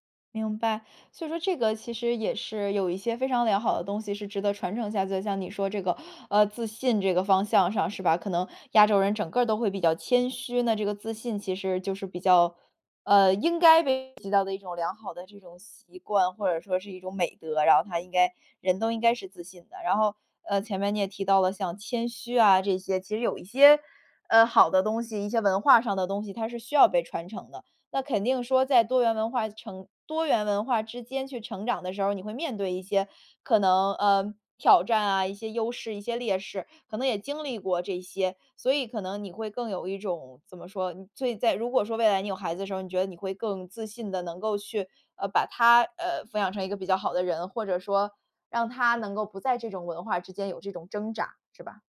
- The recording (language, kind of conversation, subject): Chinese, podcast, 你能分享一下你的多元文化成长经历吗？
- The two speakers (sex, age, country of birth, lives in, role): female, 20-24, China, United States, host; female, 25-29, China, United States, guest
- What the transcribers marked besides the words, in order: none